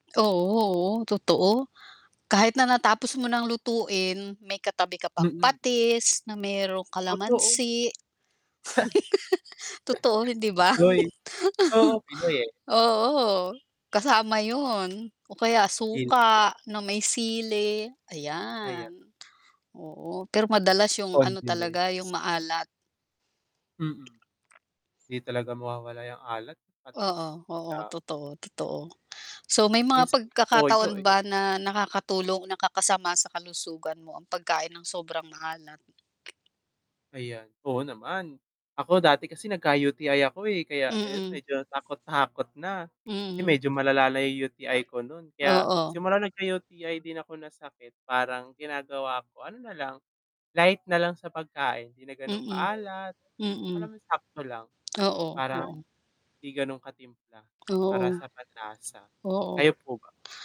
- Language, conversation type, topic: Filipino, unstructured, Ano ang pakiramdam mo kapag kumakain ka ng mga pagkaing sobrang maalat?
- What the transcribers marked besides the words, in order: static; distorted speech; unintelligible speech; chuckle; tapping; laugh; horn; mechanical hum; background speech